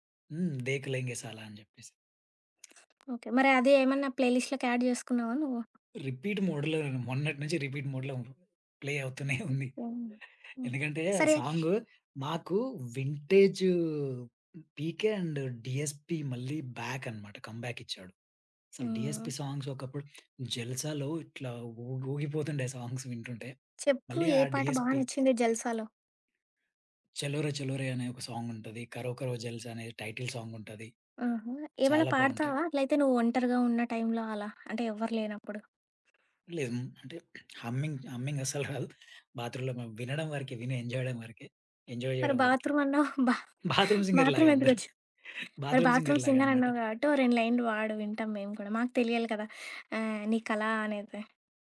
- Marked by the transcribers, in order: in Hindi: "దేక్‌లెంగేసాలా"; other background noise; in English: "ప్లే లిస్ట్‌లోకి యాడ్"; in English: "రిపీట్ మోడ్‌లో"; in English: "రిపీట్ మోడ్‌లో ప్లే"; in English: "అండ్"; in English: "సాంగ్స్"; in English: "సాంగ్"; in English: "టైటిల్ సాంగ్"; in English: "హమ్మింగ్ హమ్మింగ్"; giggle; in English: "బాత్రూమ్‌లో"; in English: "ఎంజాయ్"; in English: "బాత్రూమ్"; chuckle; laughing while speaking: "బాత్రూమ్ సింగర్ లాగా అందరు"; in English: "బాత్రూమ్ సింగర్"; in English: "బాత్రూమ్"; in English: "బాత్రూమ్ సింగర్"; in English: "బాత్రూమ్ సింగర్"
- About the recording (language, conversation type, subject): Telugu, podcast, ఏ సంగీతం వింటే మీరు ప్రపంచాన్ని మర్చిపోతారు?